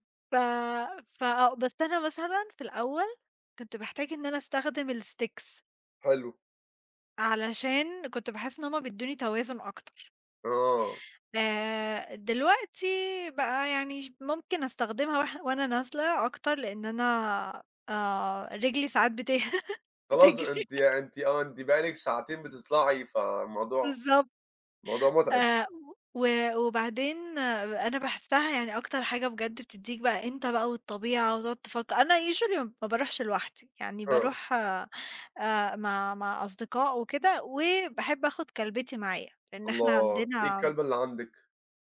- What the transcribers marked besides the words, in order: in English: "الsticks"; laughing while speaking: "بت بتجري"; laugh; in English: "Usually"
- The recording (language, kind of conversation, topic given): Arabic, unstructured, عندك هواية بتساعدك تسترخي؟ إيه هي؟